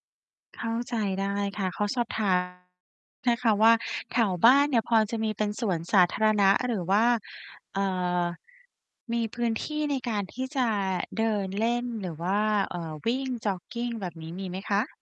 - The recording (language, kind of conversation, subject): Thai, advice, ฉันจะสร้างนิสัยอะไรได้บ้างเพื่อให้มีความคืบหน้าอย่างต่อเนื่อง?
- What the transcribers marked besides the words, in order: distorted speech; tapping